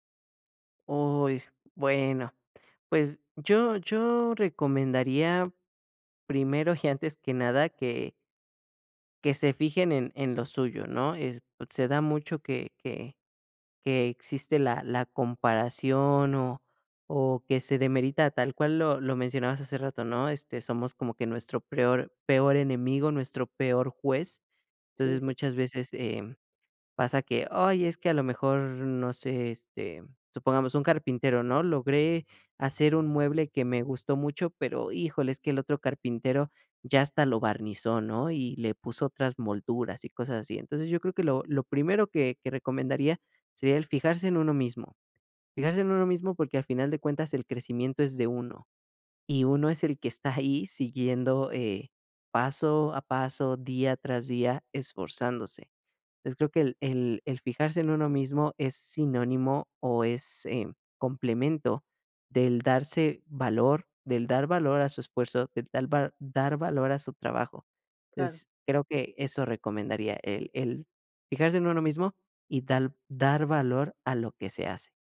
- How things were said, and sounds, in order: other background noise; "peor-" said as "preor"
- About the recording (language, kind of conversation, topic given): Spanish, podcast, ¿Qué significa para ti tener éxito?